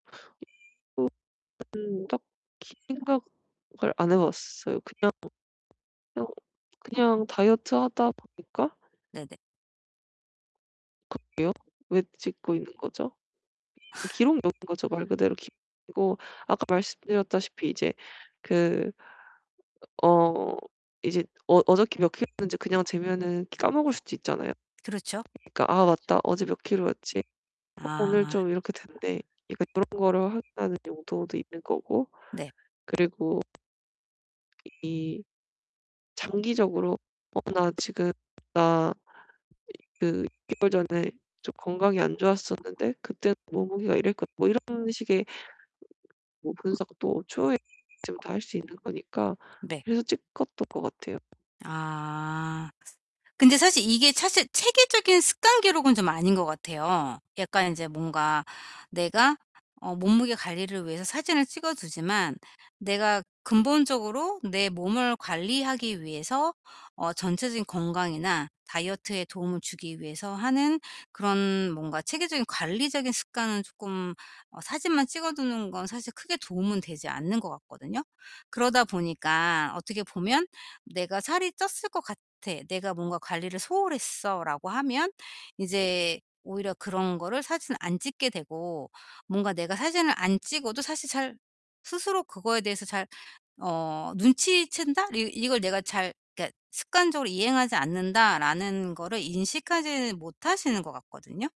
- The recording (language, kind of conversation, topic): Korean, advice, 실패해도 좌절하지 않고 습관 기록을 계속 이어가려면 어떻게 해야 할까요?
- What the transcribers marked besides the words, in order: other background noise; distorted speech; laugh; tapping